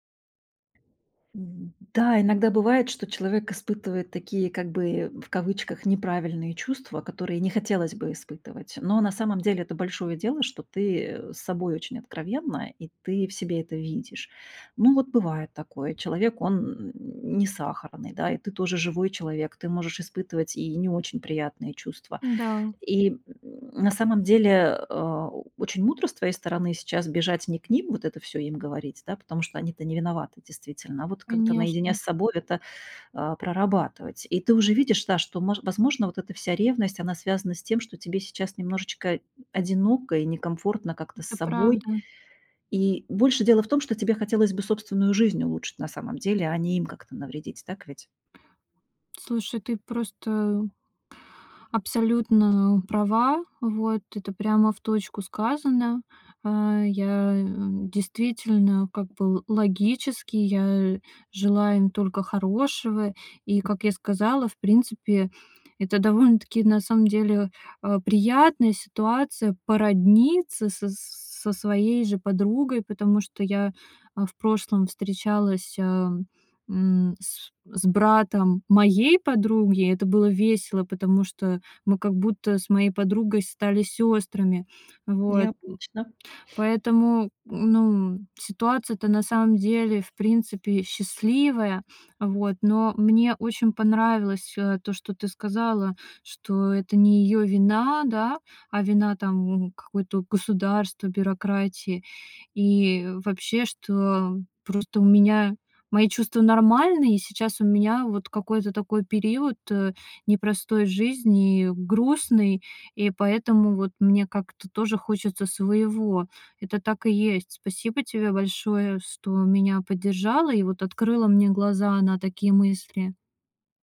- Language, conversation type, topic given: Russian, advice, Почему я завидую успехам друга в карьере или личной жизни?
- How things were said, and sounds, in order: tapping; other background noise; other noise; exhale